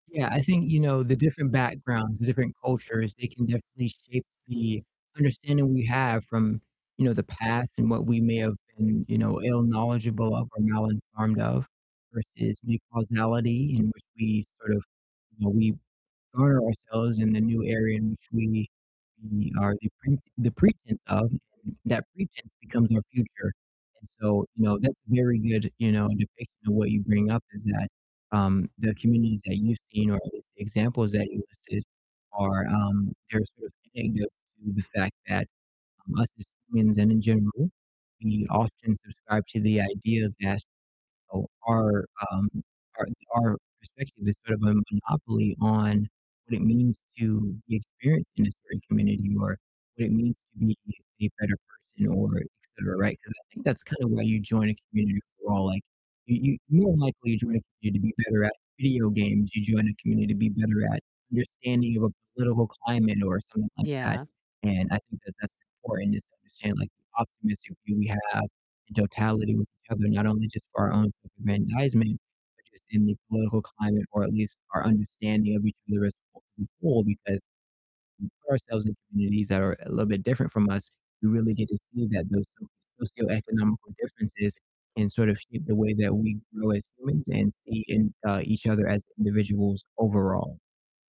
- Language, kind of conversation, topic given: English, unstructured, What makes a community feel welcoming to everyone?
- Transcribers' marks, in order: distorted speech; static